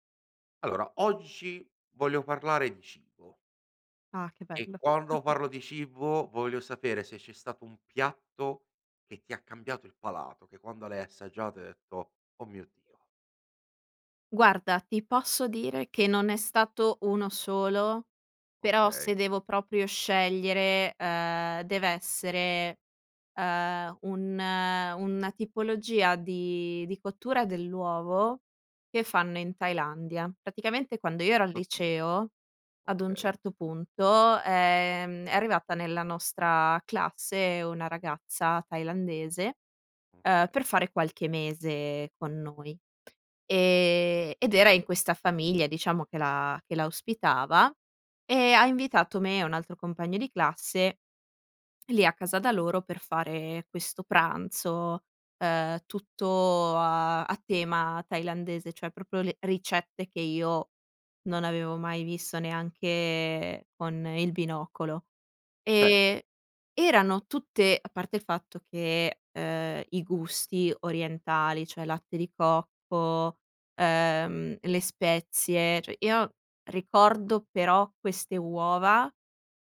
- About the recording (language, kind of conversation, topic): Italian, podcast, Qual è un piatto che ti ha fatto cambiare gusti?
- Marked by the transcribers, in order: chuckle